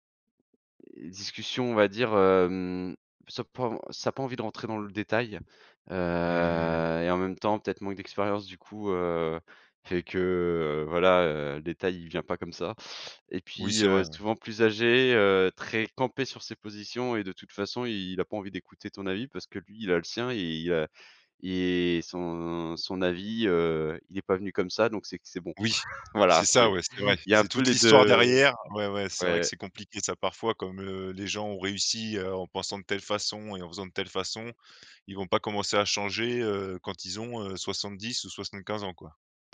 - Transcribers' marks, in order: none
- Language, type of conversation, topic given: French, podcast, Comment te prépares-tu avant une conversation difficile ?